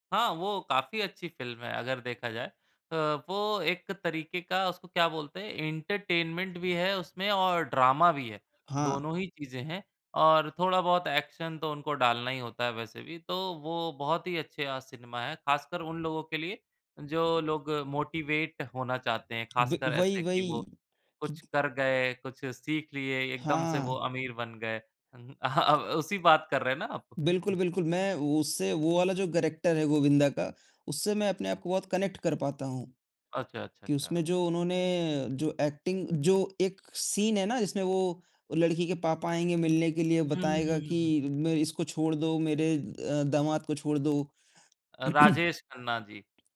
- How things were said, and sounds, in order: in English: "एंटरटेनमेंट"; other background noise; in English: "एक्शन"; in English: "मोटिवेट"; tapping; in English: "करैक्टर"; in English: "कनेक्ट"; in English: "एक्टिंग"; in English: "सीन"; throat clearing
- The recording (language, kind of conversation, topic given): Hindi, unstructured, आपको सबसे पसंदीदा फिल्म कौन-सी लगी और क्यों?